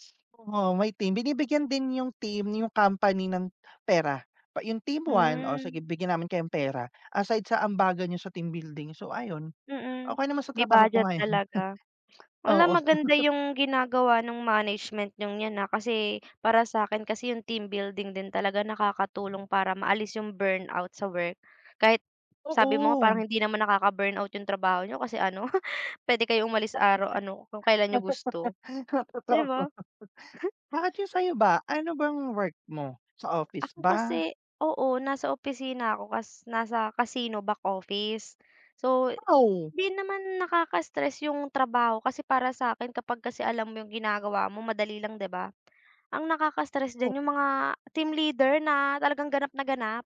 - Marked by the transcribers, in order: sniff; lip smack; chuckle; laugh; chuckle; laugh; laughing while speaking: "Totoo"; chuckle; in English: "casino back office"; lip smack
- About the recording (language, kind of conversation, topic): Filipino, unstructured, Ano ang ginagawa mo kapag nakakaramdam ka ng matinding pagkapagod o pag-aalala?